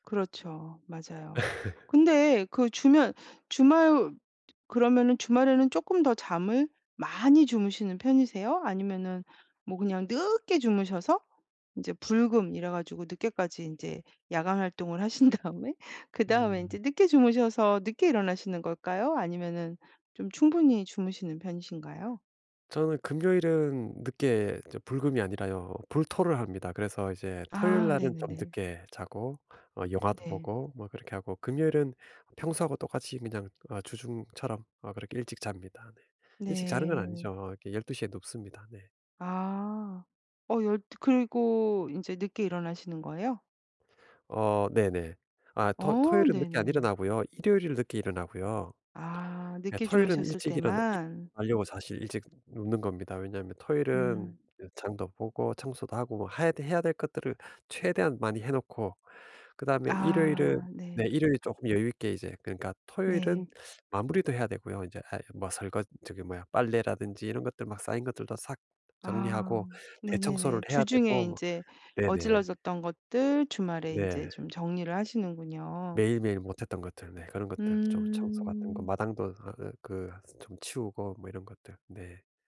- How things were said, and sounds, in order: laugh; laughing while speaking: "다음에"; other background noise
- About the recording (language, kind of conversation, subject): Korean, advice, 아침에 더 활기차게 일어나기 위해 수면 루틴을 어떻게 정하면 좋을까요?